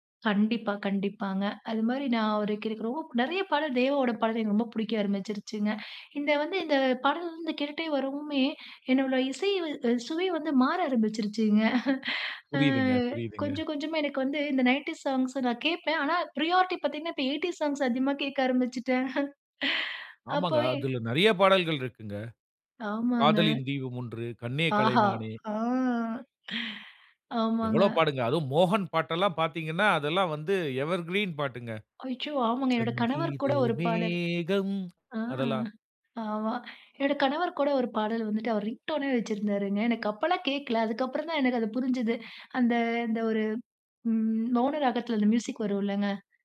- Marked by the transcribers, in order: other background noise; chuckle; in English: "நயன்டீஸ் சாங்ஸ்"; in English: "ப்ரியாரிட்டி"; in English: "எயிட்டீஸ் சாங்ஸ்"; chuckle; in English: "எவர்கிரீன்"; singing: "சங்கீத மேகம்"; in English: "ரிங்டோன்னே"
- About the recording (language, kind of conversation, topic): Tamil, podcast, சினிமா பாடல்கள் உங்கள் இசை அடையாளத்தை எப்படிச் மாற்றின?